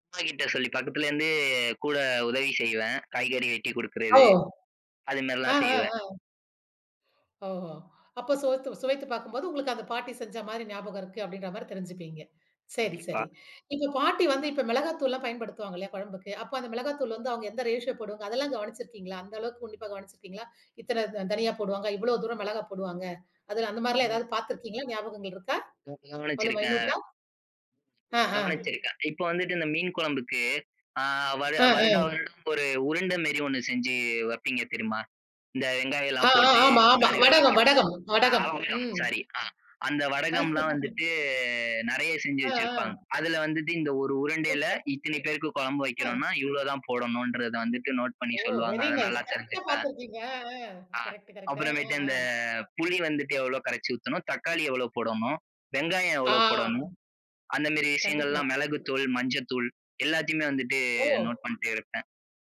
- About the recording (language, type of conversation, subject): Tamil, podcast, பாட்டியின் சமையல் குறிப்பு ஒன்றை பாரம்பரியச் செல்வமாகக் காப்பாற்றி வைத்திருக்கிறீர்களா?
- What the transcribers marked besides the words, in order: "கண்டிப்பா" said as "ண்டிப்பா"; in English: "ரேஷியோ"; in English: "மைனூட்டா?"; drawn out: "வந்துட்டு"; laugh; in English: "வெரி நைஸ்"; other noise